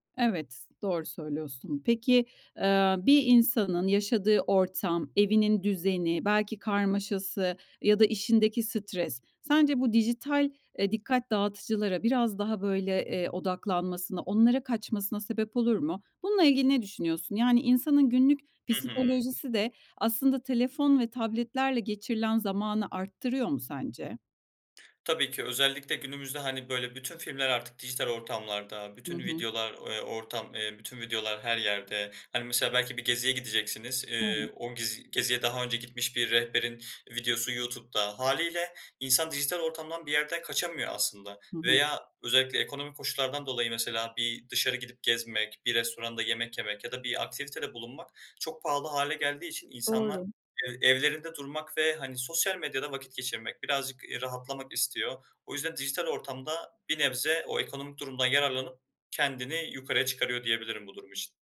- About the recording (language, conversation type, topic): Turkish, podcast, Dijital dikkat dağıtıcılarla başa çıkmak için hangi pratik yöntemleri kullanıyorsun?
- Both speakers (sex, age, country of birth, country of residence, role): female, 45-49, Turkey, Spain, host; male, 20-24, Turkey, Germany, guest
- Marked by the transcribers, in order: other background noise; tapping